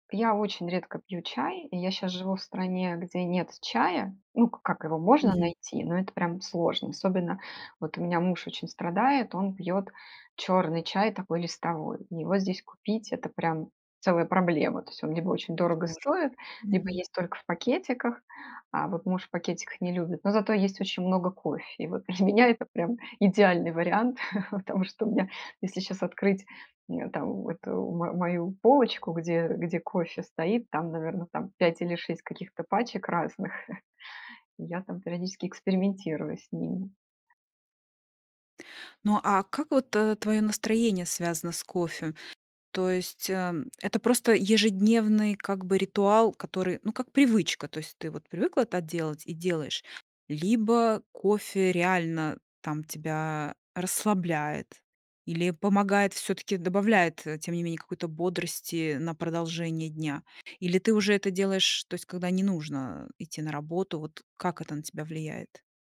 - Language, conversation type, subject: Russian, podcast, Как выглядит твой утренний ритуал с кофе или чаем?
- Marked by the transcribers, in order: other background noise; tapping; laughing while speaking: "для меня это прям идеальный вариант"; chuckle